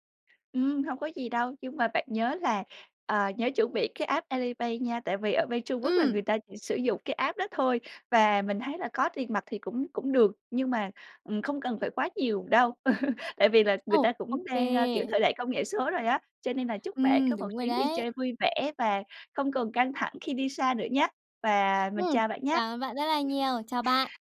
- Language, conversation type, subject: Vietnamese, advice, Làm sao để giảm bớt căng thẳng khi đi du lịch xa?
- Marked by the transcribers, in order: tapping; other background noise; in English: "app"; in English: "app"; laugh